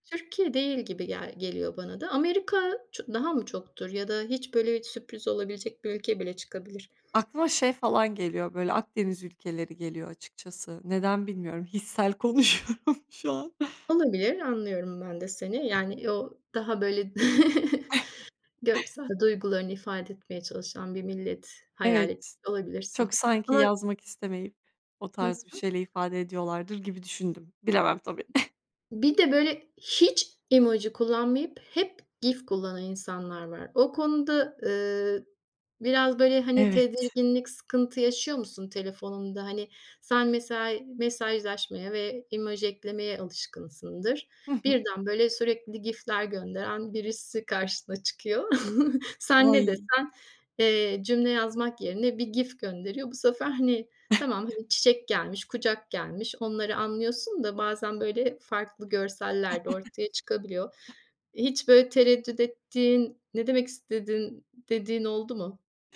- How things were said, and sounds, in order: tapping; laughing while speaking: "hissel konuşuyorum"; chuckle; other background noise; chuckle; chuckle; chuckle; chuckle
- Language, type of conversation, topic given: Turkish, podcast, Emoji ve GIF kullanımı hakkında ne düşünüyorsun?